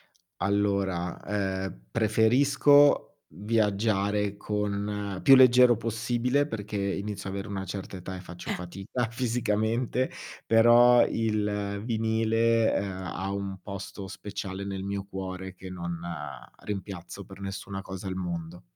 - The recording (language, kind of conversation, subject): Italian, podcast, Come scegli la musica da inserire nella tua playlist?
- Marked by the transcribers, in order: unintelligible speech; laughing while speaking: "fisicamente"